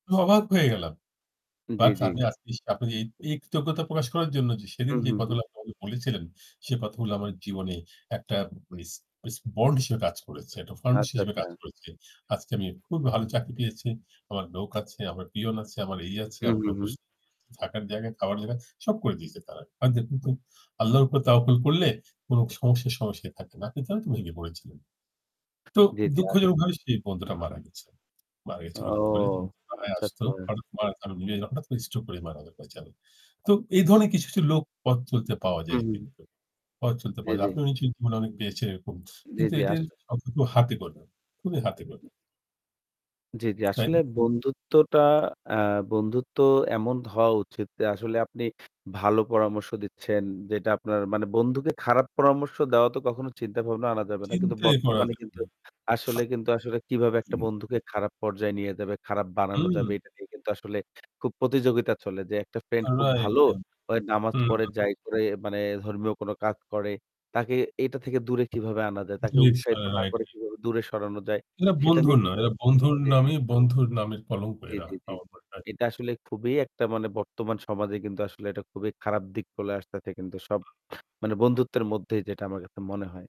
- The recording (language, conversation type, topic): Bengali, unstructured, বন্ধুত্বে সবচেয়ে গুরুত্বপূর্ণ গুণ কোনটি বলে তুমি মনে করো?
- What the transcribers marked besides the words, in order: static; distorted speech; unintelligible speech; unintelligible speech; unintelligible speech; unintelligible speech; unintelligible speech; "নিশ্চয়" said as "নিচচিত"; other background noise; "হওয়া" said as "ধয়া"; mechanical hum; unintelligible speech; unintelligible speech